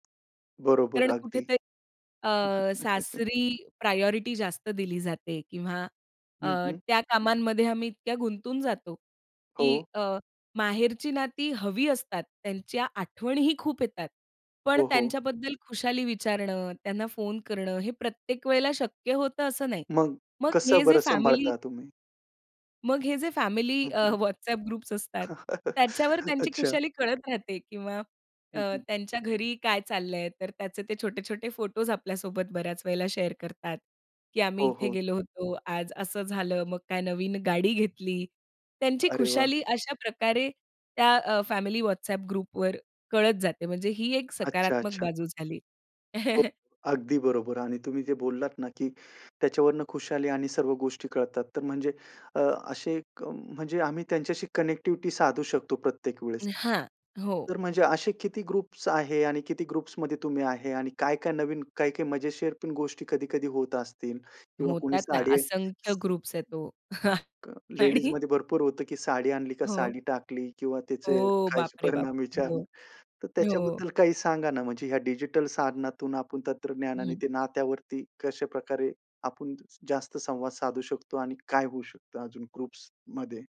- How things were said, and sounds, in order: in English: "प्रायोरिटी"; chuckle; laughing while speaking: "WhatsApp ग्रुप्स असतात"; in English: "ग्रुप्स"; laugh; laughing while speaking: "अच्छा"; tapping; in English: "शेअर"; in English: "ग्रुपवर"; chuckle; in English: "कनेक्टिव्हिटी"; in English: "ग्रुप्स"; in English: "ग्रुप्समध्ये"; in English: "ग्रुप्स"; other background noise; chuckle; laughing while speaking: "आणि"; laughing while speaking: "काहीच परिणाम विचार"; in English: "ग्रुप्समध्ये?"
- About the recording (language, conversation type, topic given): Marathi, podcast, डिजिटल तंत्रज्ञानाने नात्यांवर कसा परिणाम केला आहे?